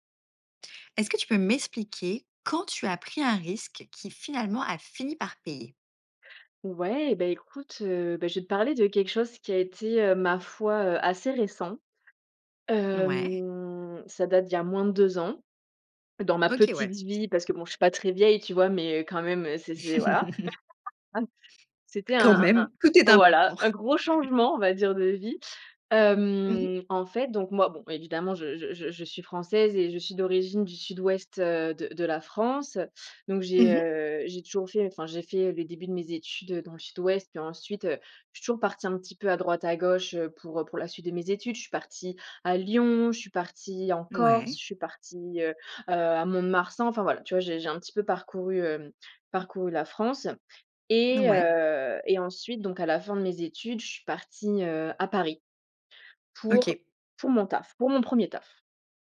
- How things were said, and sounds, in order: other background noise; drawn out: "Hem"; laugh; unintelligible speech; drawn out: "Hem"; chuckle
- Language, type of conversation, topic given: French, podcast, Quand as-tu pris un risque qui a fini par payer ?
- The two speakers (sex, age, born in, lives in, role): female, 25-29, France, France, guest; female, 30-34, France, France, host